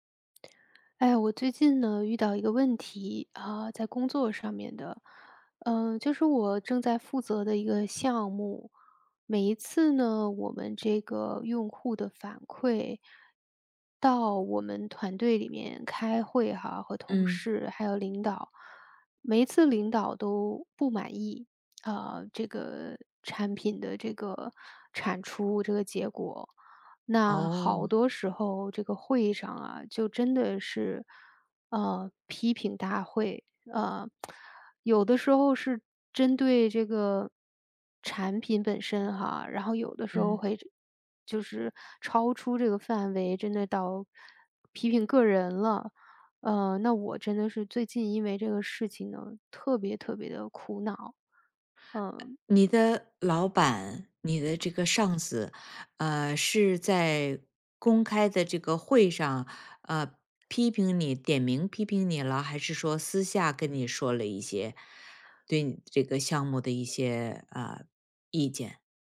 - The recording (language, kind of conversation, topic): Chinese, advice, 接到批评后我该怎么回应？
- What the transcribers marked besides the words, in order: lip smack